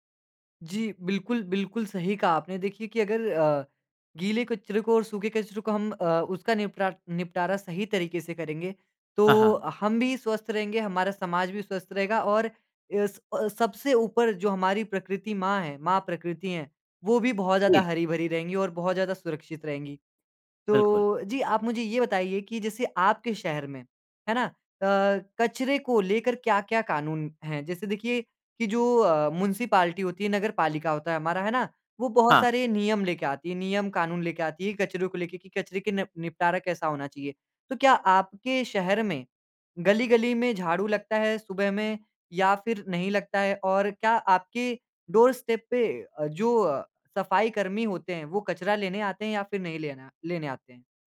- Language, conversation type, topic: Hindi, podcast, कम कचरा बनाने से रोज़मर्रा की ज़िंदगी में क्या बदलाव आएंगे?
- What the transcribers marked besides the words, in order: tapping; in English: "डोरस्टेप"